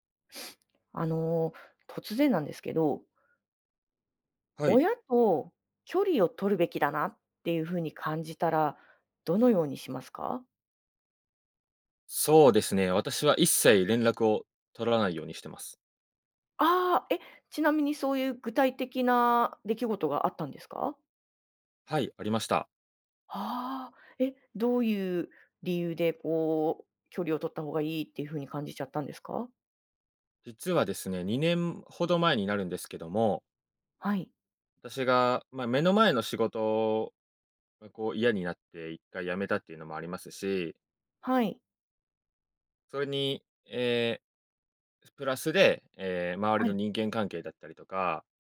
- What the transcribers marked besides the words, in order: sniff
- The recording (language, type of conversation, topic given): Japanese, podcast, 親と距離を置いたほうがいいと感じたとき、どうしますか？